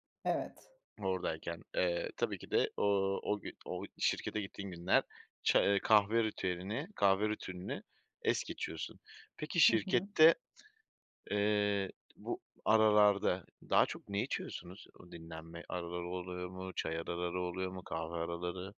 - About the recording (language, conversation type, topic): Turkish, podcast, Evde çay ya da kahve saatleriniz genelde nasıl geçer?
- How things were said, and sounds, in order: background speech; "aralarda" said as "arararda"; other background noise